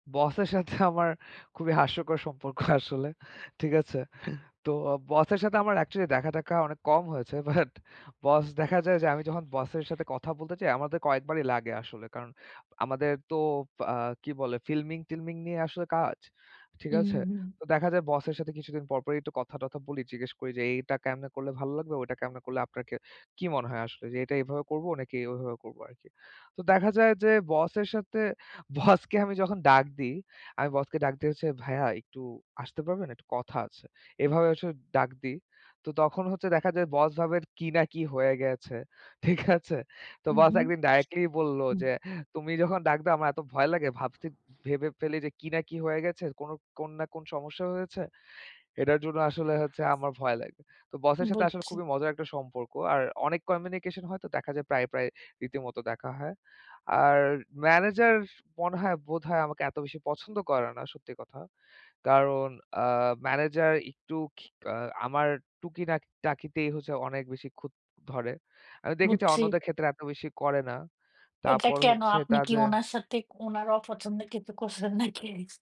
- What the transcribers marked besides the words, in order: laughing while speaking: "আমার"; laughing while speaking: "আসলে"; laughing while speaking: "বাট"; tapping; laughing while speaking: "বসকে"; laughing while speaking: "ঠিক আছে"; other background noise; laughing while speaking: "নাকি?"
- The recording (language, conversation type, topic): Bengali, unstructured, আপনার কাজের পরিবেশ কেমন লাগে?